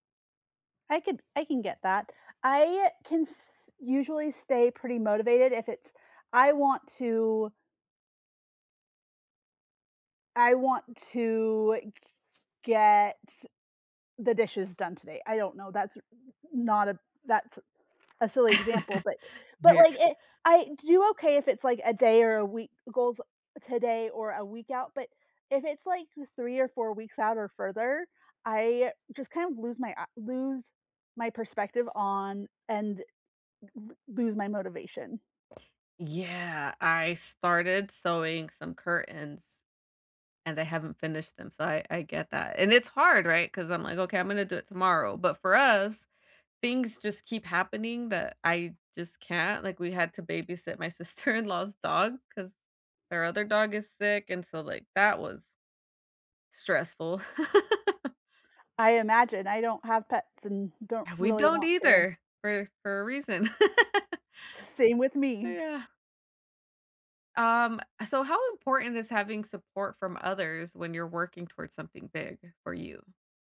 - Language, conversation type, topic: English, unstructured, How do you stay motivated when working toward a big goal?
- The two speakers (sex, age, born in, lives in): female, 35-39, United States, United States; female, 35-39, United States, United States
- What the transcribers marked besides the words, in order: other background noise; laugh; tapping; laughing while speaking: "sister-in-law's"; laugh; laugh